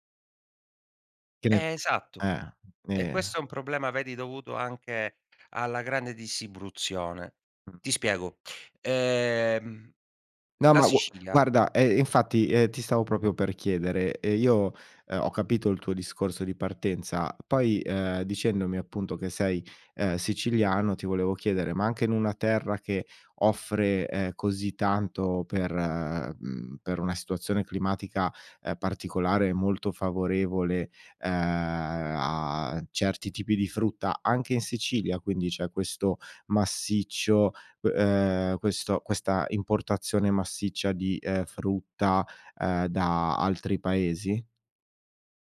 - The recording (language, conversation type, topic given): Italian, podcast, In che modo i cicli stagionali influenzano ciò che mangiamo?
- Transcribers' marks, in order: other background noise; "distribuzione" said as "dissibruzione"; "proprio" said as "propio"